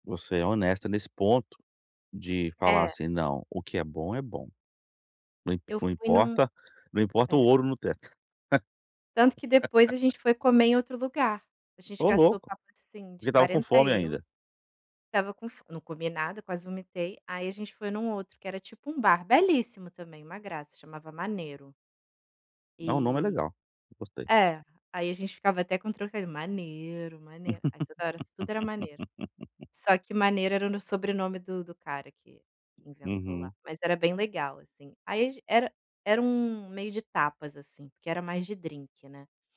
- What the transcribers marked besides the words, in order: laugh; laugh; tapping
- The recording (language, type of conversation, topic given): Portuguese, advice, Como posso lidar com imprevistos durante viagens e manter a calma?